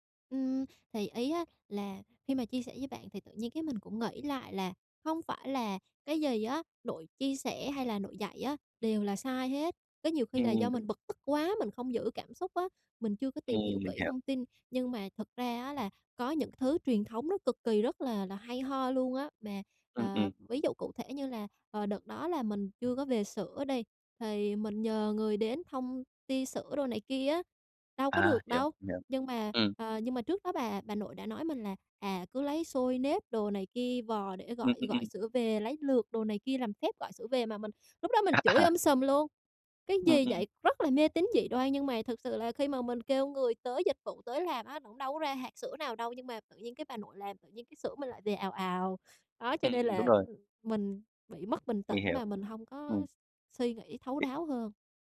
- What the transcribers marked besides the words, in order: tapping; other background noise; laughing while speaking: "À"; other noise
- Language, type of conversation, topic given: Vietnamese, advice, Làm sao để giữ bình tĩnh khi bị chỉ trích mà vẫn học hỏi được điều hay?